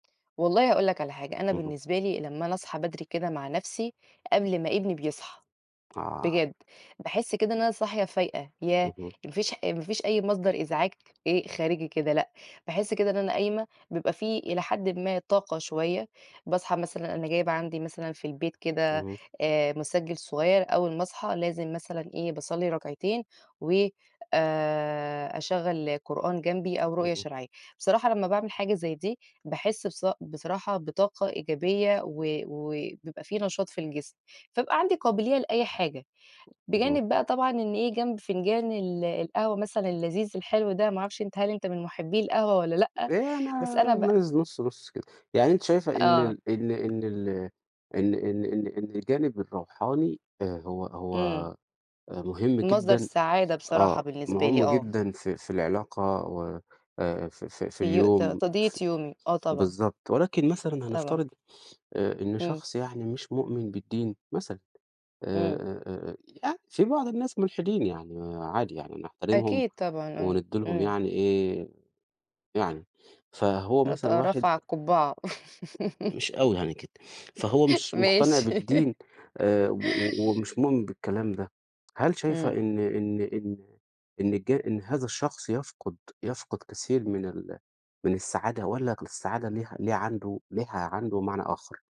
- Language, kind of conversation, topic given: Arabic, unstructured, إيه أحسن وقت في يومك وليه؟
- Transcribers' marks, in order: tapping; unintelligible speech; laugh